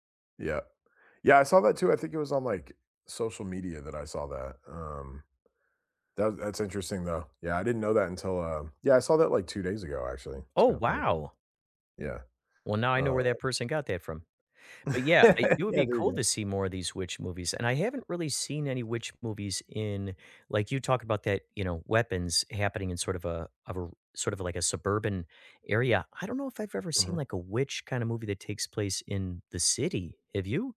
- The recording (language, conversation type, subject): English, unstructured, What underrated movie would you recommend to almost everyone?
- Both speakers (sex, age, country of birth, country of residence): male, 40-44, United States, United States; male, 55-59, United States, United States
- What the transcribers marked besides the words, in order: laugh